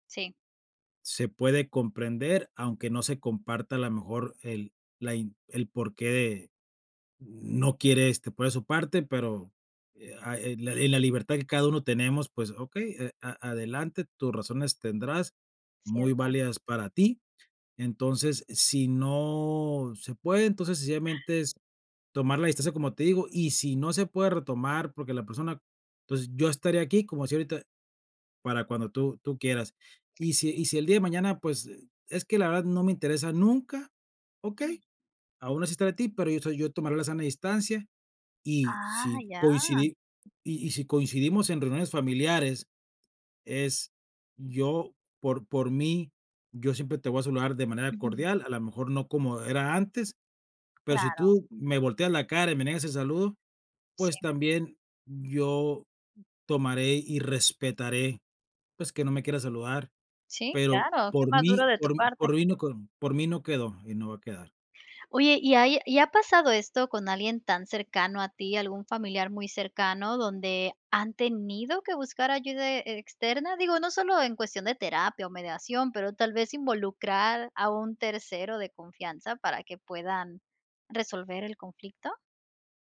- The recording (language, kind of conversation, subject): Spanish, podcast, ¿Cómo puedes empezar a reparar una relación familiar dañada?
- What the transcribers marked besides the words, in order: drawn out: "no"